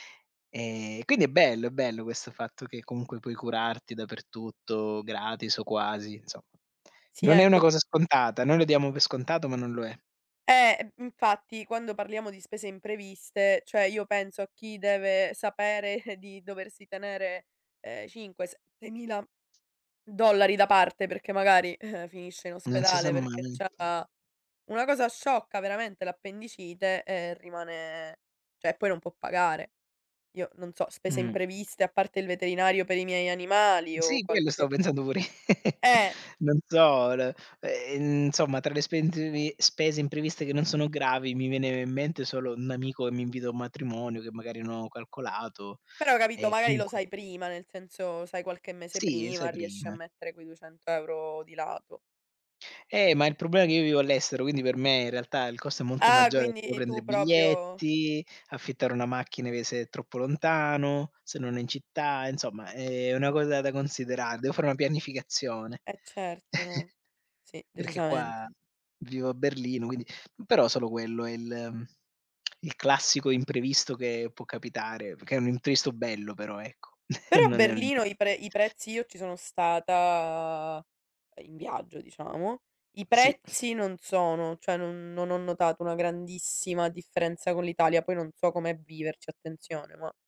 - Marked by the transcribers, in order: unintelligible speech; "infatti" said as "nfatti"; "cioè" said as "ceh"; tapping; laughing while speaking: "pure"; "insomma" said as "nsomma"; unintelligible speech; chuckle; chuckle
- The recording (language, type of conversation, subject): Italian, unstructured, Come ti prepari ad affrontare le spese impreviste?